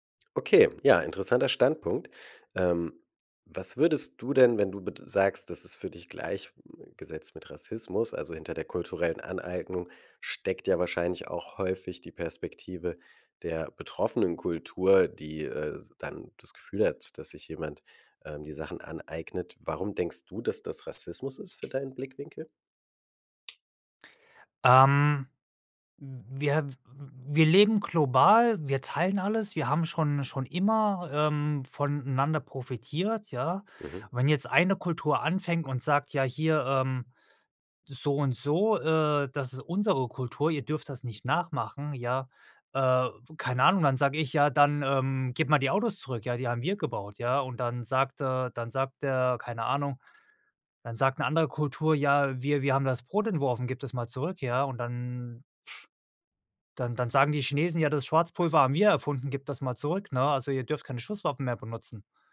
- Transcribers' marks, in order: tapping; blowing
- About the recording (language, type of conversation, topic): German, podcast, Wie gehst du mit kultureller Aneignung um?